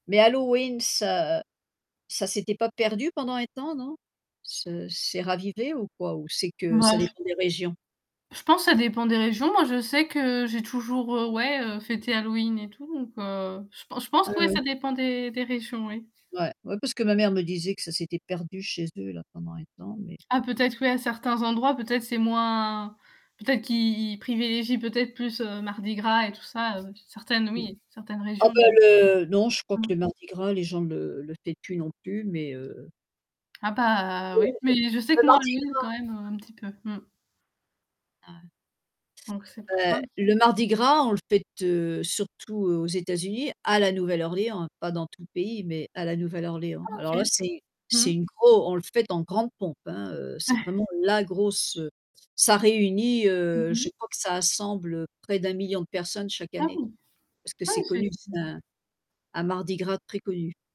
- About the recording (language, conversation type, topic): French, unstructured, Comment les fêtes ou les célébrations peuvent-elles créer du bonheur ?
- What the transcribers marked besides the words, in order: static; other background noise; distorted speech; unintelligible speech; chuckle; unintelligible speech